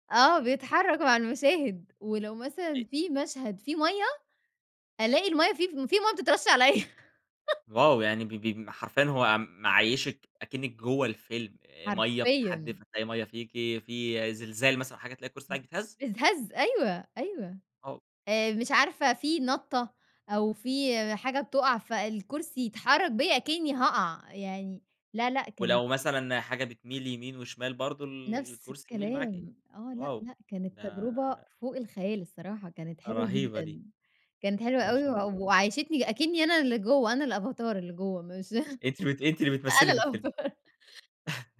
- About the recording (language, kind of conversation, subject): Arabic, podcast, إيه رأيك في تجربة مشاهدة الأفلام في السينما مقارنة بالبيت؟
- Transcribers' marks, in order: chuckle; unintelligible speech; laughing while speaking: "الأفاتار"; chuckle